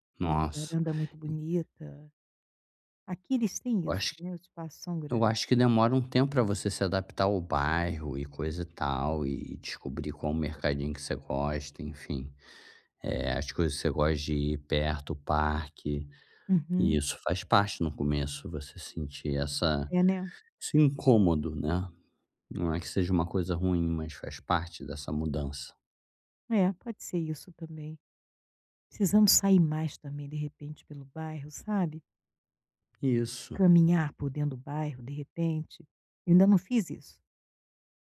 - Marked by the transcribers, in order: other noise; other background noise
- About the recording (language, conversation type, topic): Portuguese, advice, Como posso criar uma sensação de lar nesta nova cidade?